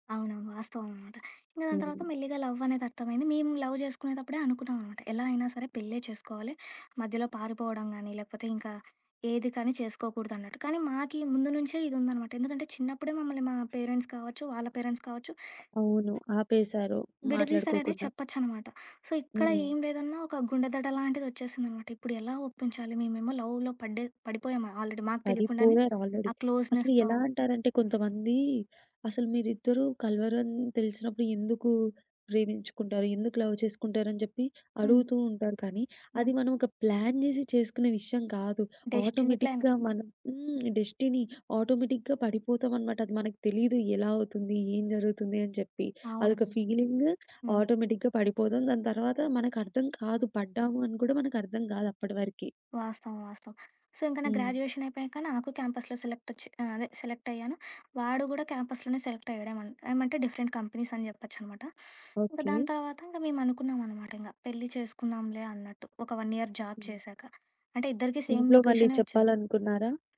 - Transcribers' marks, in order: other background noise; tapping; in English: "లవ్"; in English: "లవ్"; in English: "పేరెంట్స్"; in English: "పేరెంట్స్"; in English: "సో"; in English: "లవ్‌లో"; in English: "ఆల్రెడీ"; in English: "ఆల్రెడీ"; in English: "క్లోజ్‌నెస్‌తో"; in English: "లవ్"; in English: "ప్లాన్"; in English: "ఆటోమేటిక్‌గా"; in English: "డెస్టిని ఆటోమేటిక్‌గా"; in English: "ఫీలింగ్ ఆటోమేటిక్‌గా"; in English: "సో"; in English: "గ్రాడ్యుయేషన్"; in English: "క్యాంపస్‌లో సెలెక్ట్"; in English: "సెలెక్ట్"; in English: "క్యాంపస్‌లోనే సెలెక్ట్"; in English: "డిఫరెంట్ కంపెనీస్"; in English: "వన్ ఇయర్ జాబ్"; in English: "సేమ్"
- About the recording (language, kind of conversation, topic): Telugu, podcast, సామాజిక ఒత్తిడి మరియు మీ అంతరాత్మ చెప్పే మాటల మధ్య మీరు ఎలా సమతుల్యం సాధిస్తారు?